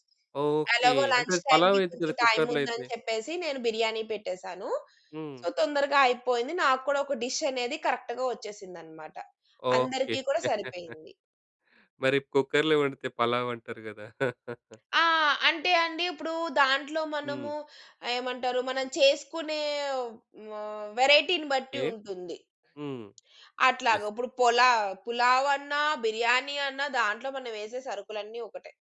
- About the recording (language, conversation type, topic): Telugu, podcast, అనుకోకుండా చివరి నిమిషంలో అతిథులు వస్తే మీరు ఏ రకాల వంటకాలు సిద్ధం చేస్తారు?
- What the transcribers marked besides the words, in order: in English: "లంచ్ టైమ్‌కి"; in English: "కుక్కర్‌లో"; in English: "సో"; in English: "డిష్"; in English: "కరె‌క్ట్‌గా"; chuckle; in English: "కుక్కర్‌లో"; tapping; chuckle; in English: "వేరైటీని"; in English: "యెస్"